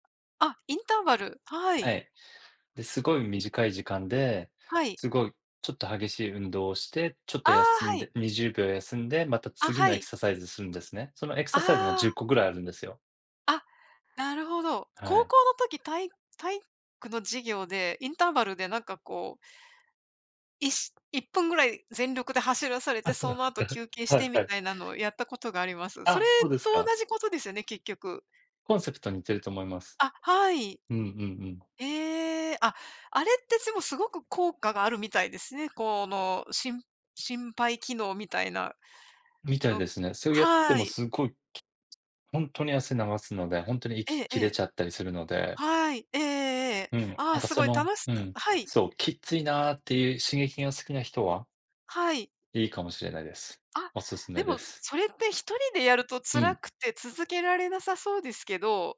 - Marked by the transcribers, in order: chuckle; other noise
- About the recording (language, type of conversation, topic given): Japanese, unstructured, 体を動かすことの楽しさは何だと思いますか？